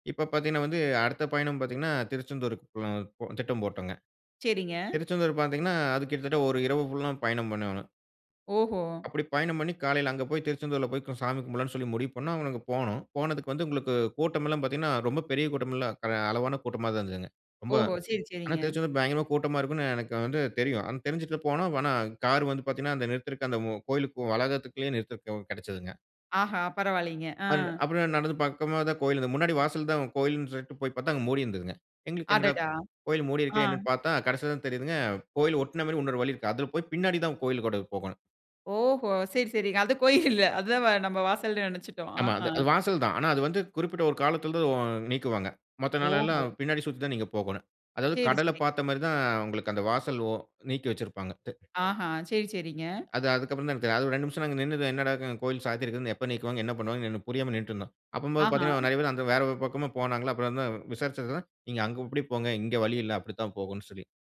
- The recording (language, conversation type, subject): Tamil, podcast, சுற்றுலாவின் போது வழி தவறி அலைந்த ஒரு சம்பவத்தைப் பகிர முடியுமா?
- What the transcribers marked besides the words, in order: "நிறுத்துறதுக்கு" said as "நிறுத்திருக்கு"; "கோவிலுக்குள்ள" said as "கோவிலுக்கோட"; laughing while speaking: "அது கோயில் இல்ல"; unintelligible speech; unintelligible speech; unintelligible speech